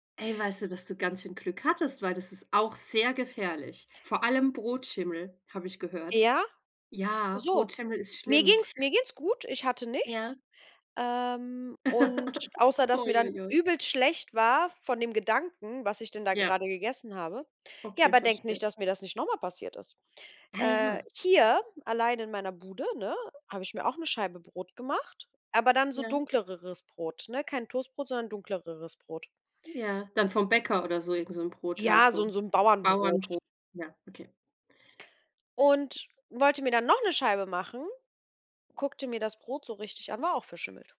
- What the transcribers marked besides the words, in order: giggle
- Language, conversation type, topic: German, unstructured, Wie gehst du mit Essensresten um, die unangenehm riechen?
- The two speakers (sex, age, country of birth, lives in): female, 30-34, Italy, Germany; female, 40-44, Germany, France